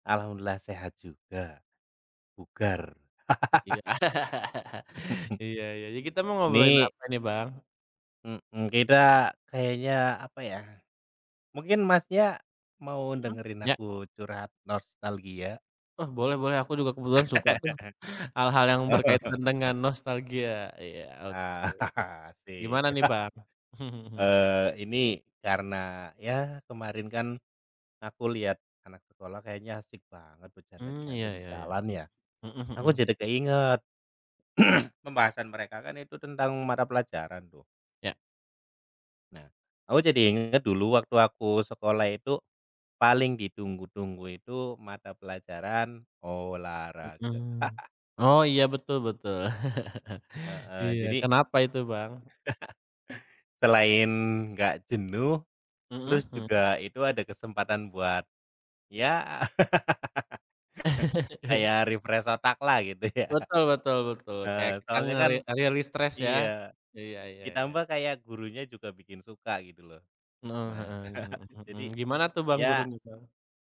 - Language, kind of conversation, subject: Indonesian, unstructured, Pelajaran apa di sekolah yang paling kamu ingat sampai sekarang?
- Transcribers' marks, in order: laugh; laugh; laughing while speaking: "Oh"; chuckle; chuckle; chuckle; other background noise; throat clearing; laugh; chuckle; laugh; tapping; laugh; in English: "refresh"; laugh; laughing while speaking: "gitu ya"; lip smack; chuckle